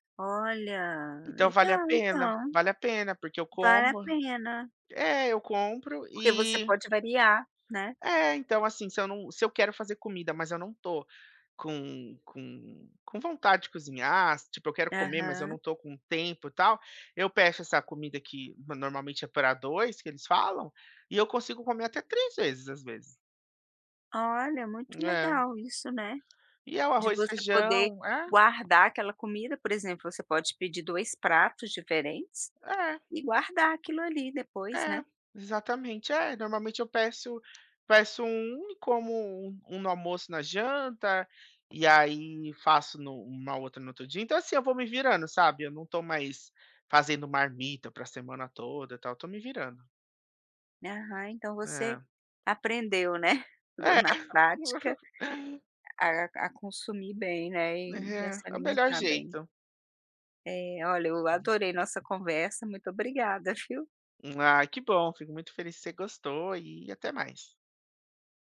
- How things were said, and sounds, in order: tapping; other background noise; chuckle
- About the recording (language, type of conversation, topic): Portuguese, podcast, Como você escolhe o que vai cozinhar durante a semana?